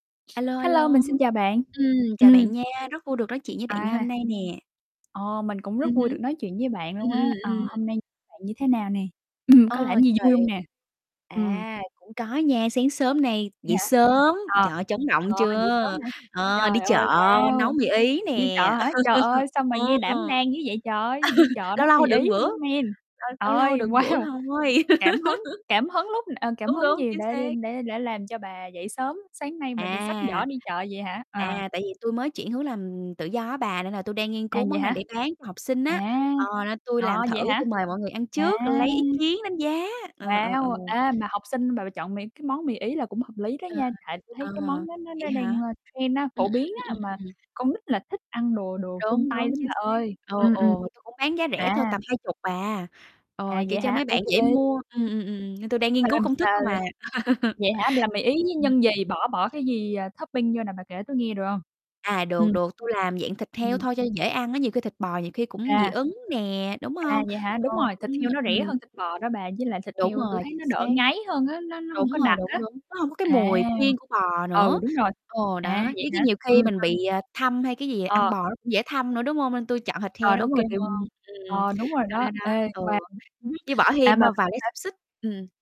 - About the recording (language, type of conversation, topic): Vietnamese, unstructured, Bạn cảm thấy thế nào khi tự tay làm món ăn yêu thích của mình?
- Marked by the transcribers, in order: other background noise; static; tapping; distorted speech; laughing while speaking: "Ừm"; laugh; in English: "man"; laughing while speaking: "wow!"; laugh; in English: "trend"; unintelligible speech; laugh; in English: "topping"; unintelligible speech